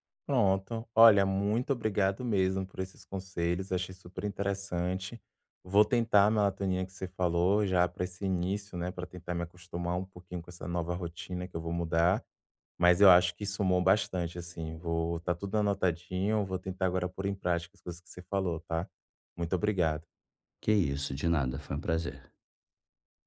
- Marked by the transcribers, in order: other background noise
- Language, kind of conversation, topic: Portuguese, advice, Como posso manter um horário de sono mais regular?